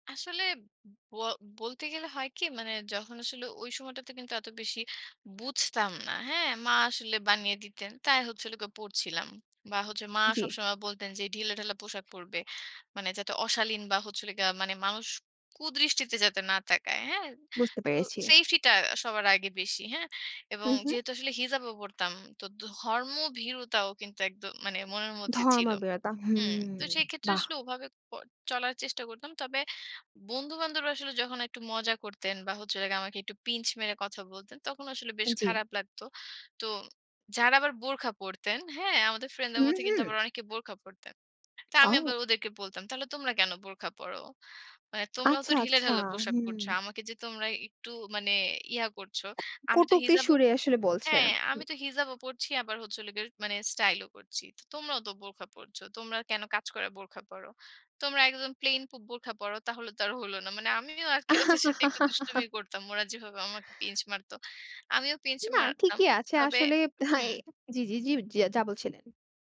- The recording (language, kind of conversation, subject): Bengali, podcast, নিজের আলাদা স্টাইল খুঁজে পেতে আপনি কী কী ধাপ নিয়েছিলেন?
- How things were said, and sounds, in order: other background noise; "গিয়ে" said as "গিয়া"; "গিয়ে" said as "গিয়া"; chuckle